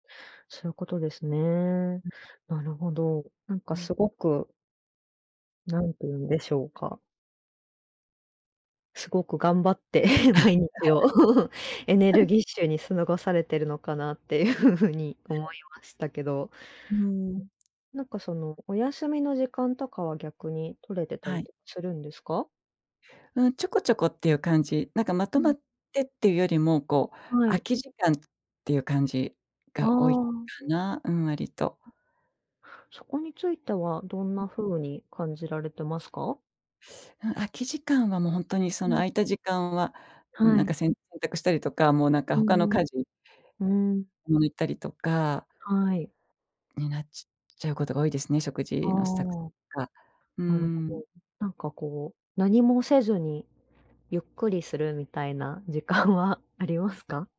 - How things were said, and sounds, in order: laughing while speaking: "頑張って毎日を"; laugh; laughing while speaking: "っていう風に"; other noise; laughing while speaking: "時間は"
- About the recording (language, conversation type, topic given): Japanese, advice, トレーニングの時間が取れない